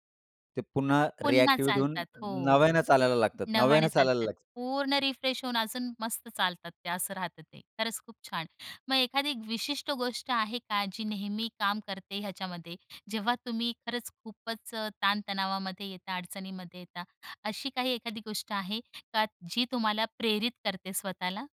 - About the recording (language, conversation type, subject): Marathi, podcast, स्वतःला सतत प्रेरित ठेवण्यासाठी तुम्ही काय करता?
- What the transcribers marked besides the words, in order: in English: "रिएक्टिव्हेट"; in English: "रिफ्रेश"